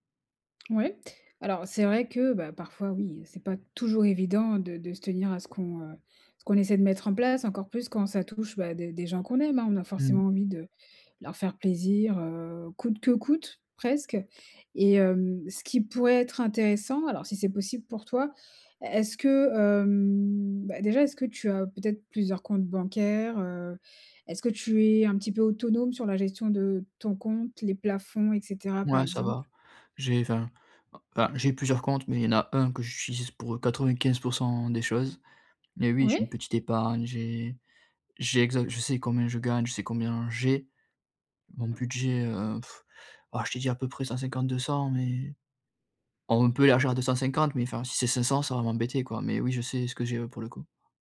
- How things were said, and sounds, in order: stressed: "coûte que coûte"; tapping; blowing
- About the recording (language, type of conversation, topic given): French, advice, Comment puis-je acheter des vêtements ou des cadeaux ce mois-ci sans dépasser mon budget ?